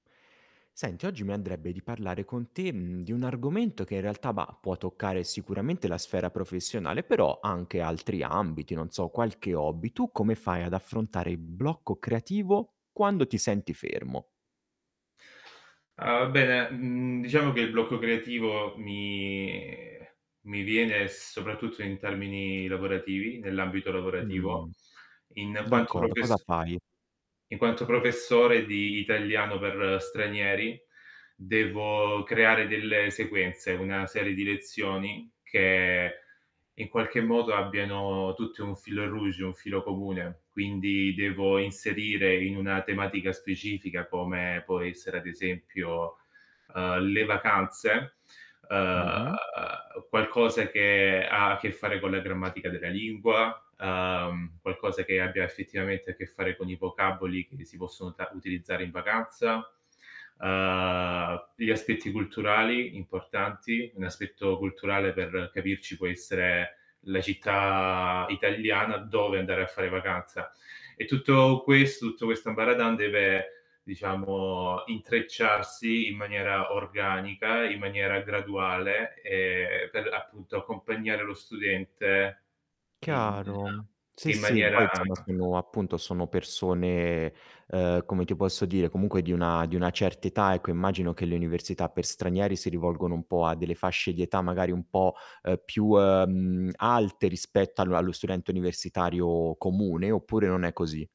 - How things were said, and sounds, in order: static; drawn out: "mi"; distorted speech; in French: "fil rouge"; drawn out: "uhm"; tapping; drawn out: "Uhm"
- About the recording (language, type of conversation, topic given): Italian, podcast, Come affronti il blocco creativo quando ti senti fermo?